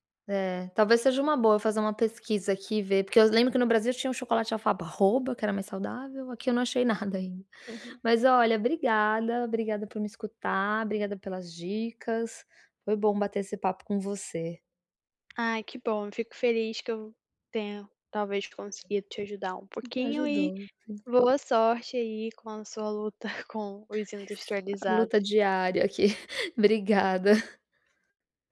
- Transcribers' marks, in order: "alfarroba" said as "alfabarroba"; other background noise; chuckle; chuckle
- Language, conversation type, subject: Portuguese, advice, Como posso controlar os desejos por alimentos industrializados no dia a dia?